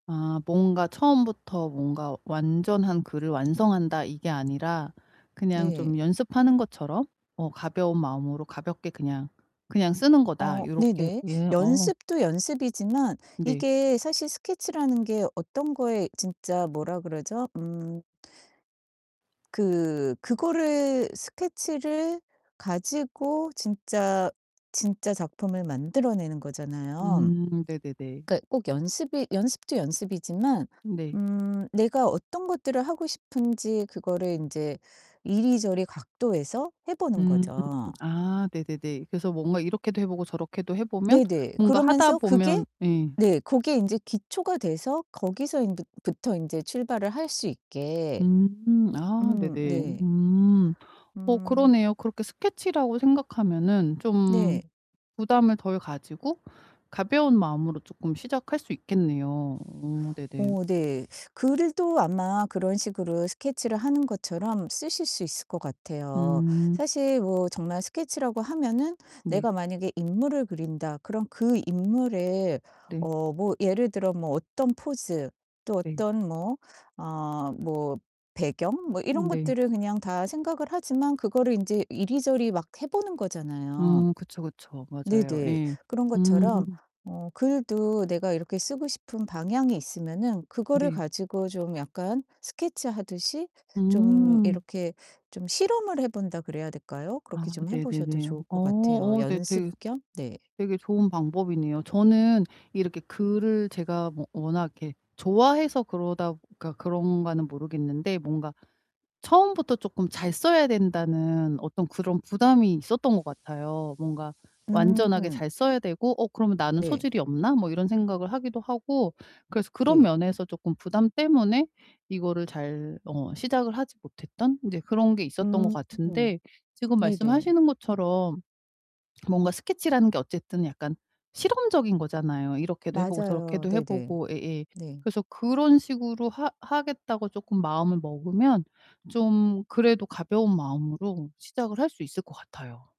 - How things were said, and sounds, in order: other background noise; distorted speech; tapping; mechanical hum; static
- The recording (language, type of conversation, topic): Korean, advice, 예술이나 글쓰기를 통해 제 정체성을 발견하려면 어디서부터 시작하면 좋을까요?